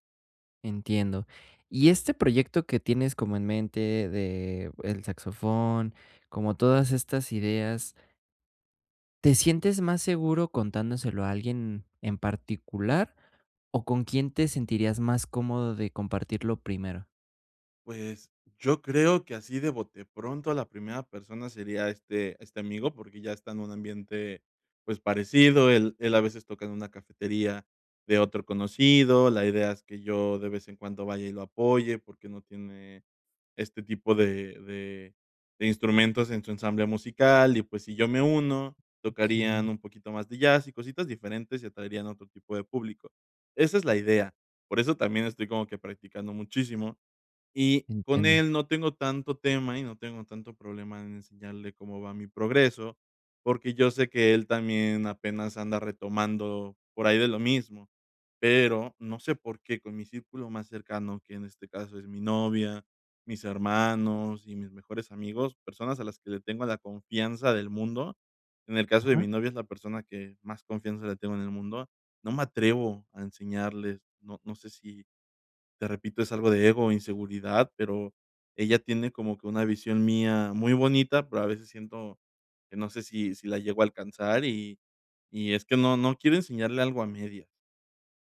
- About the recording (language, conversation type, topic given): Spanish, advice, ¿Qué puedo hacer si mi perfeccionismo me impide compartir mi trabajo en progreso?
- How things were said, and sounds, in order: none